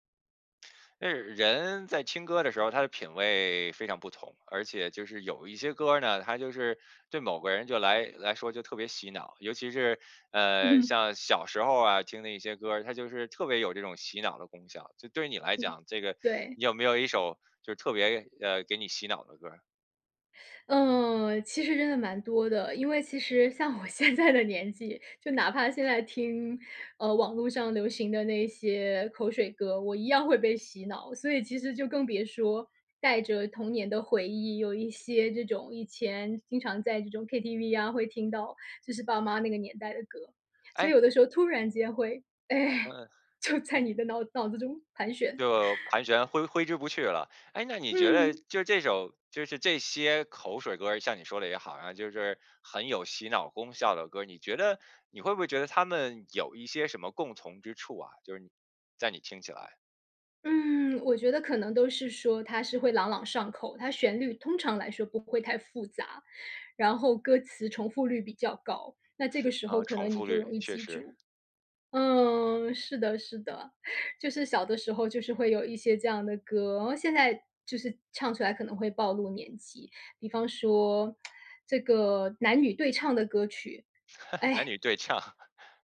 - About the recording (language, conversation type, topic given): Chinese, podcast, 你小时候有哪些一听就会跟着哼的老歌？
- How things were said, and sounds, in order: laughing while speaking: "我现在的"; laughing while speaking: "哎，就在你的脑 脑子中盘旋"; teeth sucking; tsk; laugh